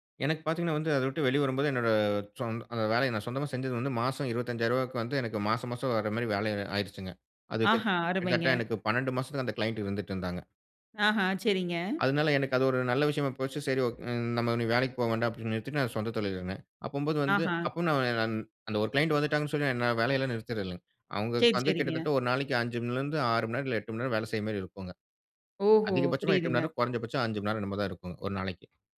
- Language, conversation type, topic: Tamil, podcast, பணி நேரமும் தனிப்பட்ட நேரமும் பாதிக்காமல், எப்போதும் அணுகக்கூடியவராக இருக்க வேண்டிய எதிர்பார்ப்பை எப்படி சமநிலைப்படுத்தலாம்?
- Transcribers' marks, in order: in English: "க்ளையன்ட்"; in English: "க்ளையன்ட்"; other background noise